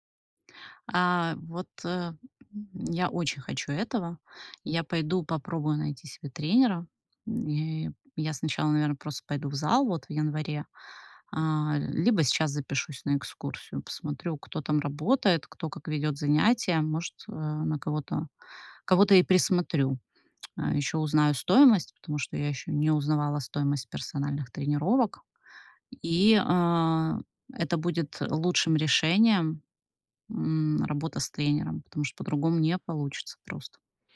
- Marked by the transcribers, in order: tapping
- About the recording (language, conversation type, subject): Russian, advice, Почему мне трудно регулярно мотивировать себя без тренера или группы?